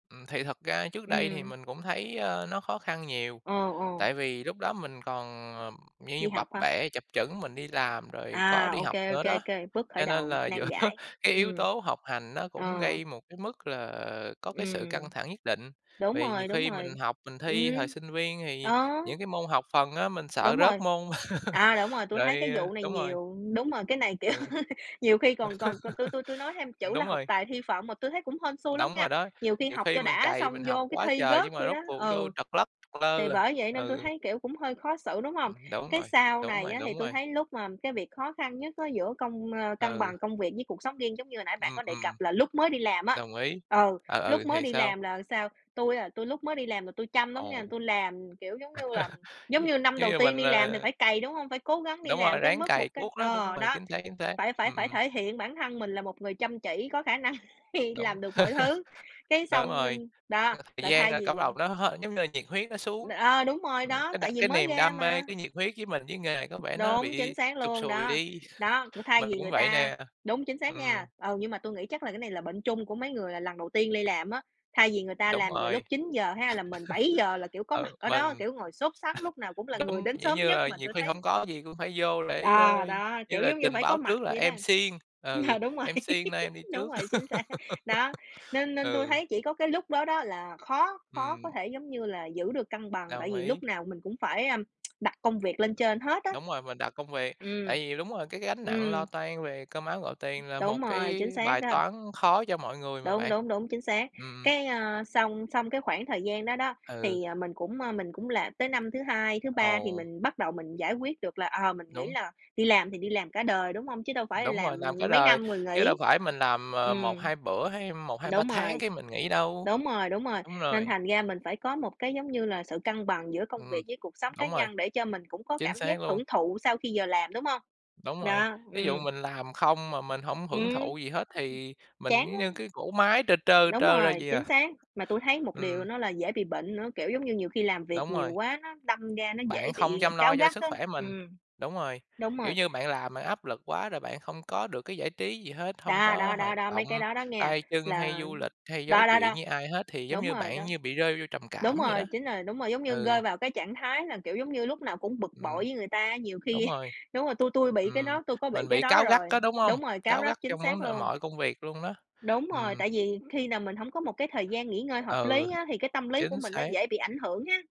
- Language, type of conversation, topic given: Vietnamese, unstructured, Bạn làm gì để cân bằng giữa công việc và cuộc sống cá nhân?
- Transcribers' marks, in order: tapping; laughing while speaking: "giữa"; laugh; laughing while speaking: "kiểu"; laugh; laugh; other noise; laugh; other background noise; laughing while speaking: "năng"; chuckle; chuckle; laughing while speaking: "Ờ, đúng rồi, đúng rồi, chính xác"; giggle; laugh; tsk; "nói" said as "dói"; "gắt" said as "rắp"